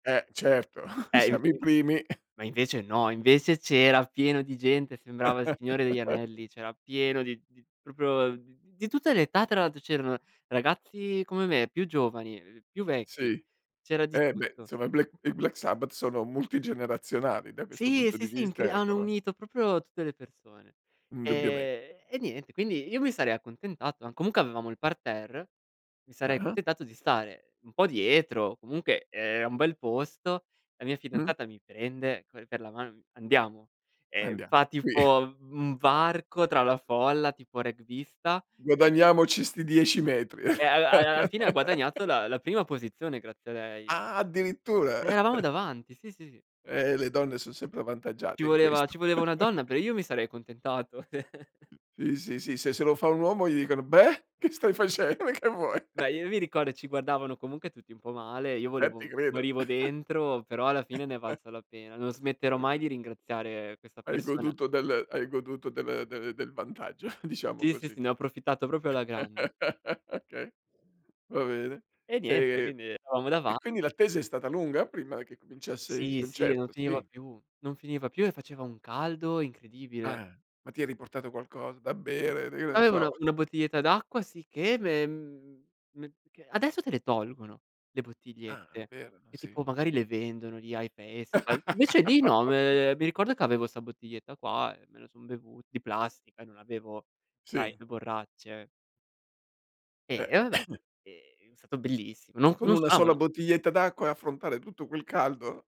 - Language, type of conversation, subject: Italian, podcast, Ti va di raccontarmi di un concerto che ti ha cambiato?
- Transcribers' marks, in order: chuckle; unintelligible speech; chuckle; laugh; "proprio" said as "propio"; "proprio" said as "propio"; laughing while speaking: "qui"; tapping; laugh; chuckle; chuckle; "però" said as "perè"; chuckle; put-on voice: "Beh"; laughing while speaking: "face ma che vuoi?"; chuckle; chuckle; chuckle; "proprio" said as "propio"; laugh; laugh; cough